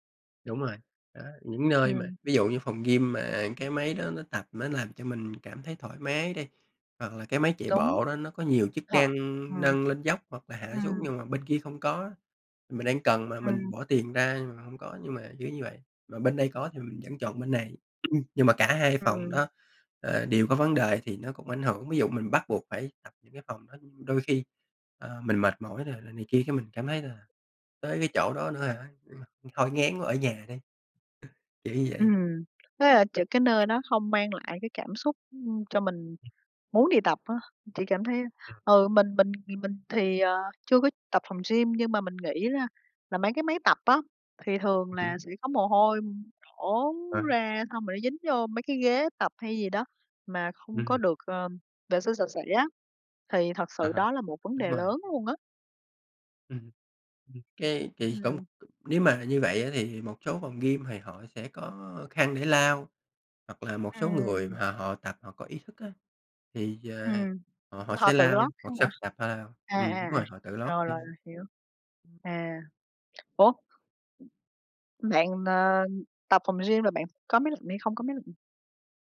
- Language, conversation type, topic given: Vietnamese, unstructured, Bạn có thể chia sẻ cách bạn duy trì động lực khi tập luyện không?
- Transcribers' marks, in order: throat clearing; other background noise; tapping